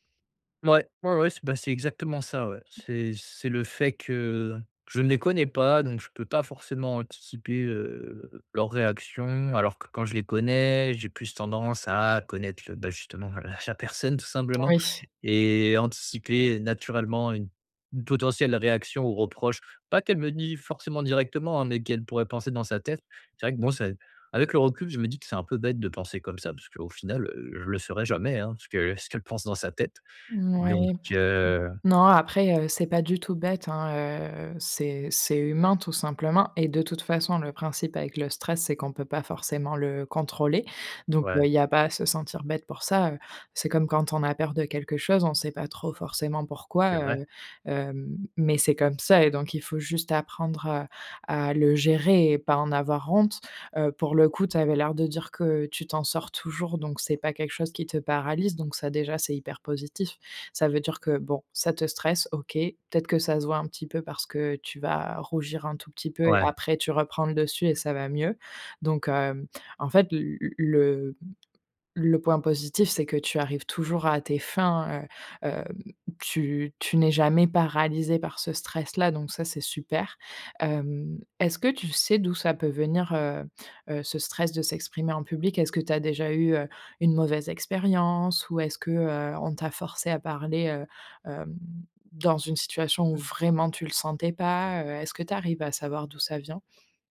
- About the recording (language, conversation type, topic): French, advice, Comment puis-je mieux gérer mon trac et mon stress avant de parler en public ?
- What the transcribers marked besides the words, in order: chuckle; other noise; stressed: "vraiment"